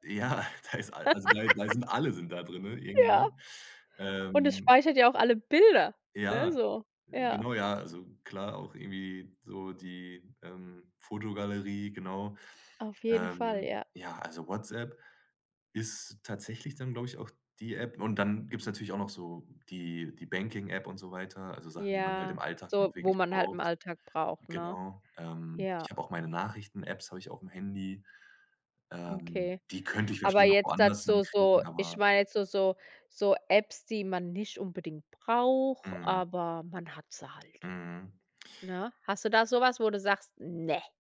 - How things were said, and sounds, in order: laughing while speaking: "Ja"; chuckle; laugh; put-on voice: "Ne"
- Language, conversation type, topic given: German, podcast, Wie gehst du mit ständigen Smartphone-Ablenkungen um?